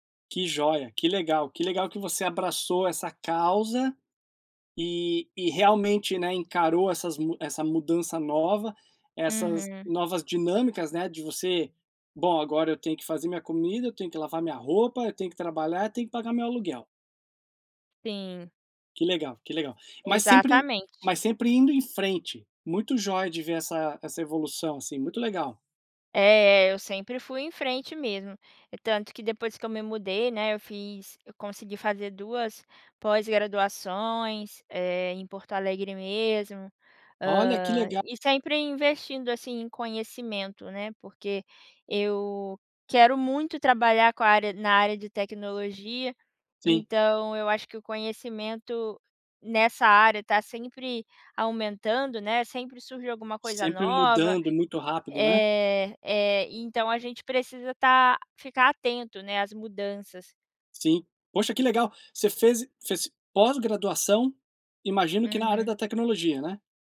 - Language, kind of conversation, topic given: Portuguese, podcast, Qual foi um momento que realmente mudou a sua vida?
- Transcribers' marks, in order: none